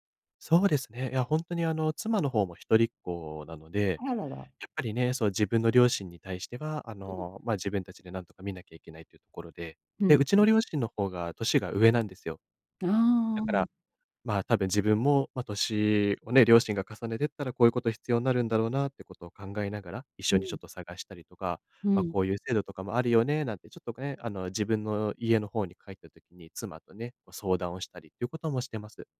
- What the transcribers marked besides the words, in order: none
- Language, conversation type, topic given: Japanese, advice, 親が高齢になったとき、私の役割はどのように変わりますか？